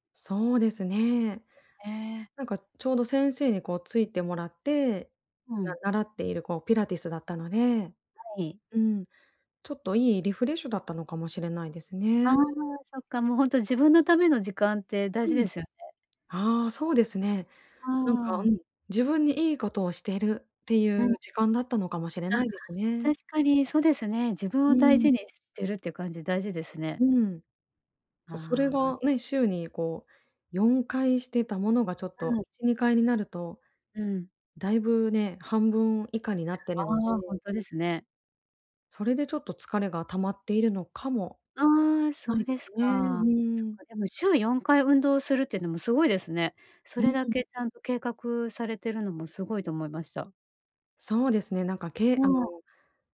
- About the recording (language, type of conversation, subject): Japanese, advice, どうすればエネルギーとやる気を取り戻せますか？
- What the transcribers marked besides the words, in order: other noise; tapping; other background noise